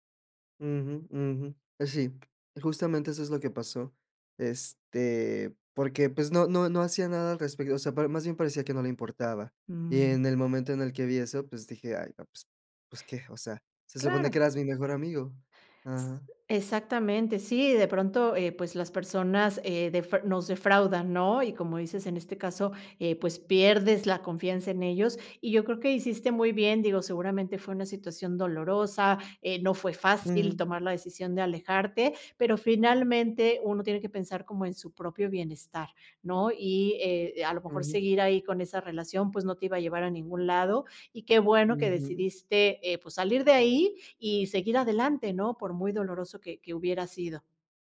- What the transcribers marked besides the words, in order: none
- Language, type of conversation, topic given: Spanish, podcast, ¿Cómo recuperas la confianza después de un tropiezo?